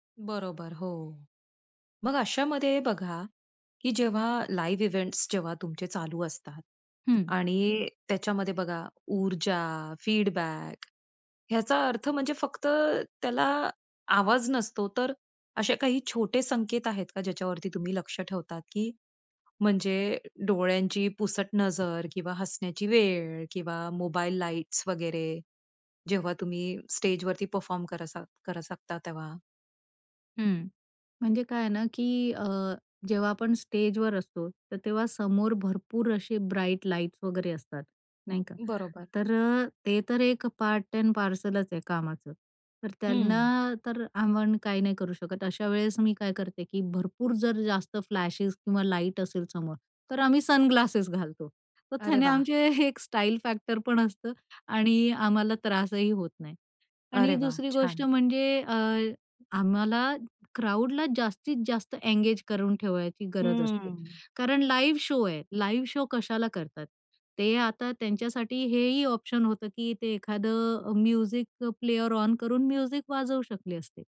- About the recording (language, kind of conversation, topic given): Marathi, podcast, लाईव्ह शोमध्ये श्रोत्यांचा उत्साह तुला कसा प्रभावित करतो?
- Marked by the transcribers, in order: in English: "लाईव्ह इव्हेंट्स"; in English: "फीडबॅक"; in English: "ब्राईट लाइट्स"; in English: "पार्ट एंड पार्सलच"; in English: "फ्लॅशेस"; in English: "सनग्लासेस"; laughing while speaking: "त्याने आमचे एक स्टाईल"; in English: "फॅक्टर"; in English: "लाईव्ह शो"; in English: "लाईव्ह शो"; in English: "म्युझिक प्लेयर ऑन"